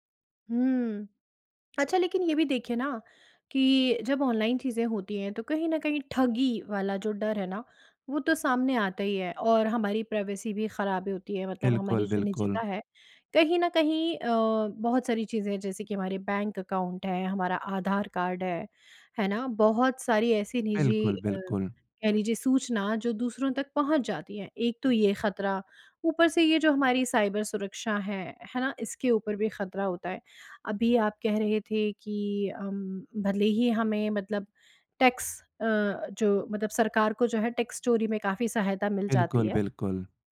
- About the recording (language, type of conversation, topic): Hindi, podcast, भविष्य में डिजिटल पैसे और नकदी में से किसे ज़्यादा तरजीह मिलेगी?
- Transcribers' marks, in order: in English: "प्राइवेसी"; in English: "अकाउंट"; in English: "साइबर"